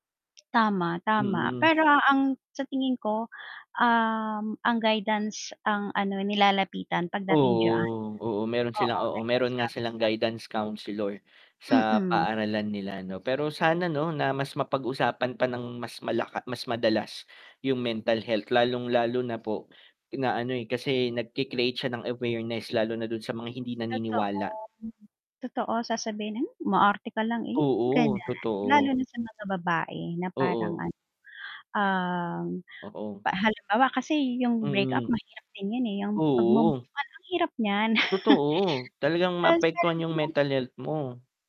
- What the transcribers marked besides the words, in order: static; distorted speech
- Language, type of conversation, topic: Filipino, unstructured, Paano mo nilalabanan ang stigma tungkol sa kalusugan ng pag-iisip sa paligid mo?